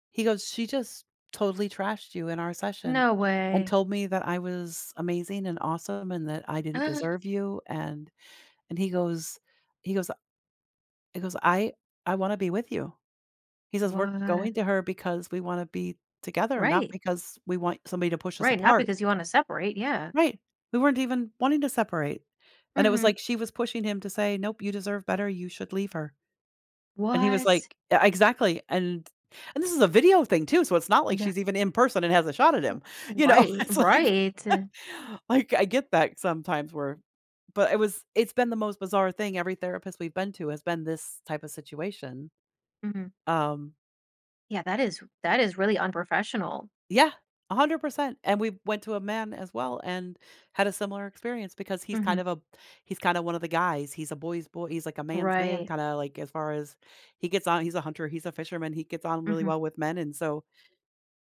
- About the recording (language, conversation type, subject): English, advice, How can I improve communication with my partner?
- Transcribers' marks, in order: other background noise; drawn out: "What?"; tapping; laughing while speaking: "know, it's like"